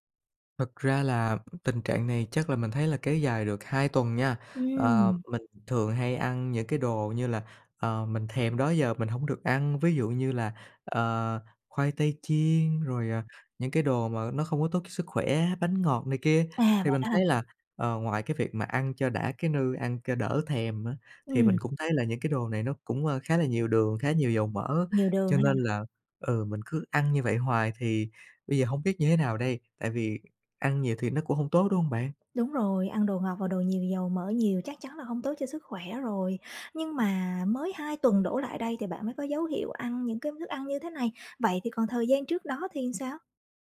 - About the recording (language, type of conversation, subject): Vietnamese, advice, Bạn thường ăn theo cảm xúc như thế nào khi buồn hoặc căng thẳng?
- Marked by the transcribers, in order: tapping; other background noise; "làm" said as "ừn"